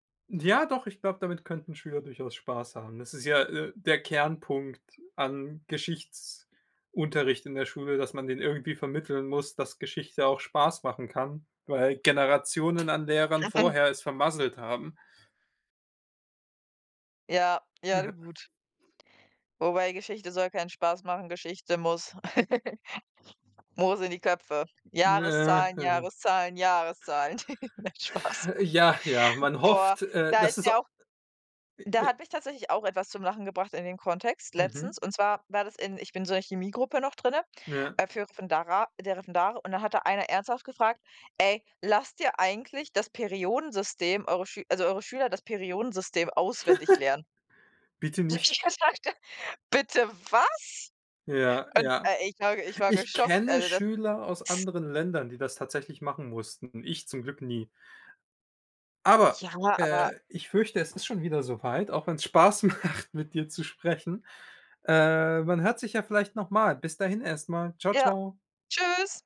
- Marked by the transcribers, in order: other background noise; chuckle; giggle; giggle; laughing while speaking: "nein, Spaß"; chuckle; unintelligible speech; "Referendate" said as "Refendare"; giggle; laughing while speaking: "So, ich habe gedacht"; stressed: "was?"; unintelligible speech; laughing while speaking: "macht"
- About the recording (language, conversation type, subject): German, unstructured, Was bringt dich bei der Arbeit zum Lachen?